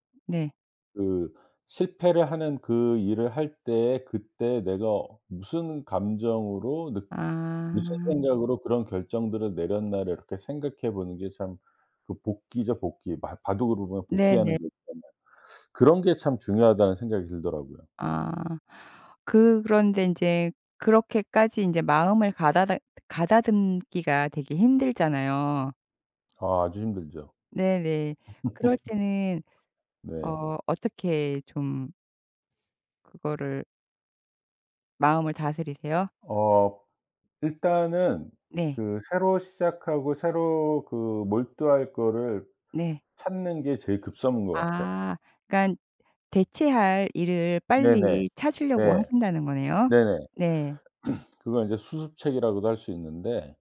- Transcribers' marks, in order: other background noise; laugh; throat clearing
- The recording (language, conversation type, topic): Korean, podcast, 실패로 인한 죄책감은 어떻게 다스리나요?